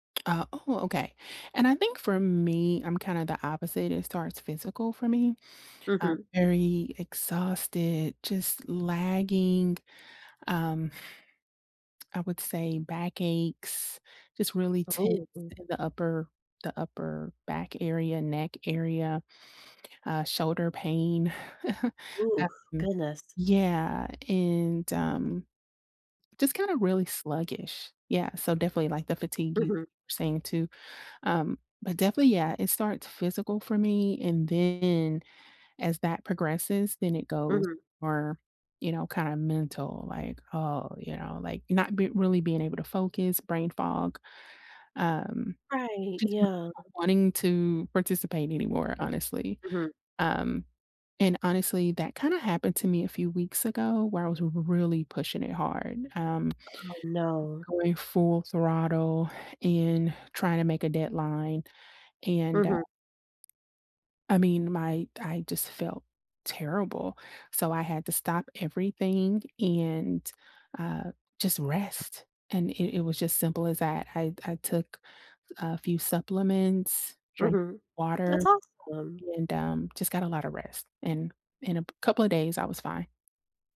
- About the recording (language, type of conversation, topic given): English, unstructured, How can one tell when to push through discomfort or slow down?
- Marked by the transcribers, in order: tapping; other background noise; chuckle; sad: "Oh, no"